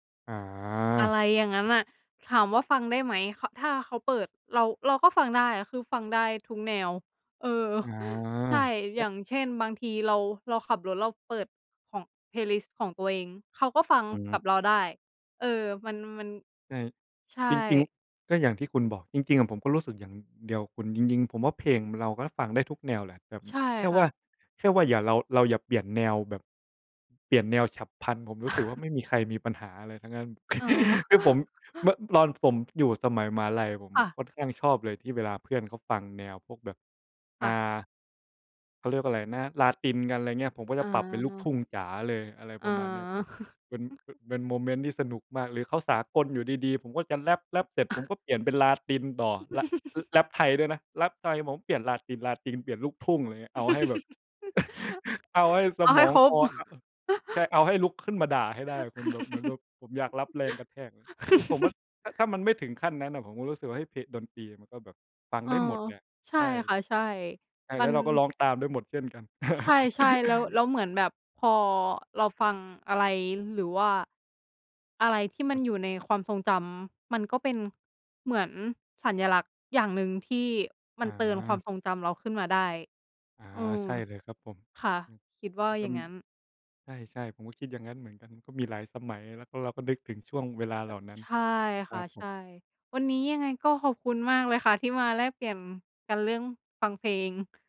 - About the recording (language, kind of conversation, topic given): Thai, unstructured, เพลงอะไรที่คุณร้องตามได้ทุกครั้งที่ได้ฟัง?
- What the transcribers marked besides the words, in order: tapping; other background noise; chuckle; chuckle; laugh; chuckle; chuckle; chuckle; chuckle; chuckle; chuckle